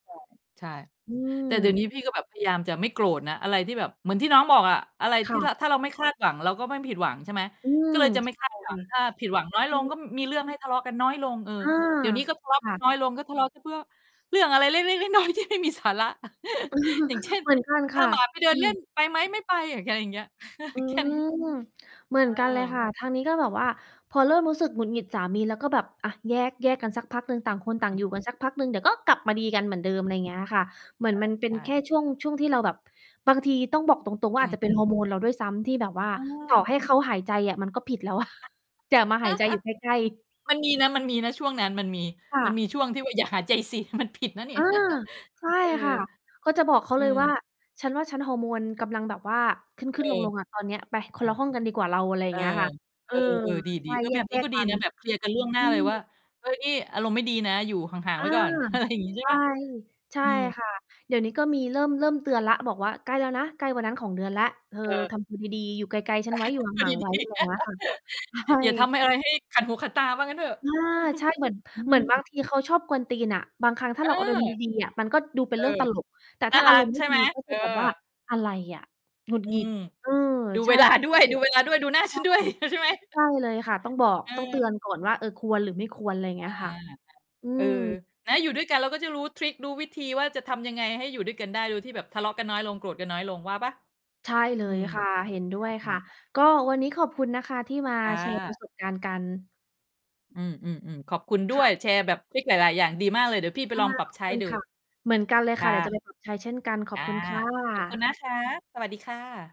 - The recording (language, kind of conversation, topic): Thai, unstructured, คุณคิดว่าความรักกับความโกรธสามารถอยู่ร่วมกันได้ไหม?
- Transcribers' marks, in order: distorted speech; tapping; "พวก" said as "เพือก"; chuckle; laughing while speaking: "ที่ไม่มีสาระ"; laugh; chuckle; laugh; chuckle; laughing while speaking: "มันผิดนะนี่"; laugh; laughing while speaking: "อะไร"; laughing while speaking: "อะฮะ ดูดี ๆ"; laugh; laughing while speaking: "ใช่"; chuckle; laughing while speaking: "ดูเวลาด้วย ดูเวลาด้วย ดูหน้าฉันด้วย"